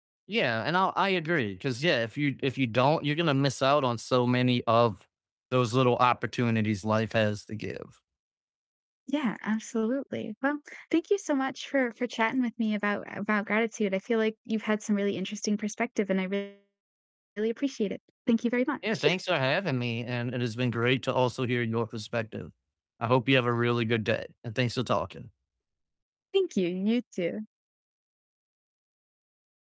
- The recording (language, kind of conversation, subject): English, unstructured, How do you practice gratitude in your daily life?
- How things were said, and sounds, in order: distorted speech; giggle